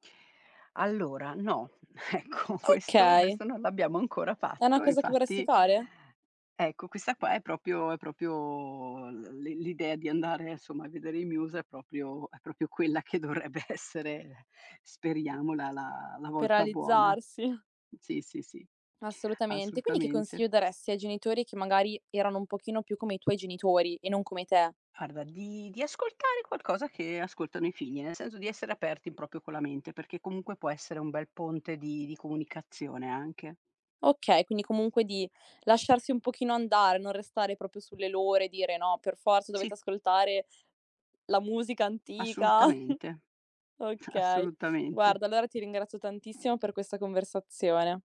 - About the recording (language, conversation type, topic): Italian, podcast, Come cambiano i gusti musicali tra genitori e figli?
- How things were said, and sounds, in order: laughing while speaking: "ecco"; "proprio" said as "propio"; "proprio" said as "propio"; "proprio" said as "propio"; "proprio" said as "propio"; laughing while speaking: "dovrebbe essere"; other background noise; "proprio" said as "propio"; laughing while speaking: "antica"